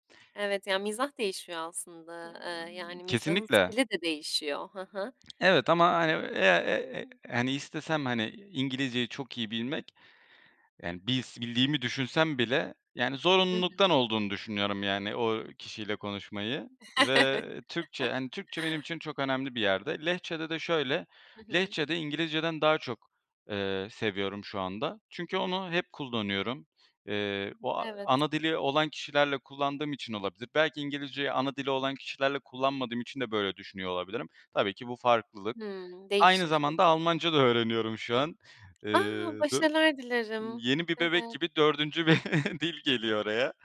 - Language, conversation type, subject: Turkish, podcast, Hayatındaki en büyük zorluğun üstesinden nasıl geldin?
- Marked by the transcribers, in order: lip smack; chuckle; chuckle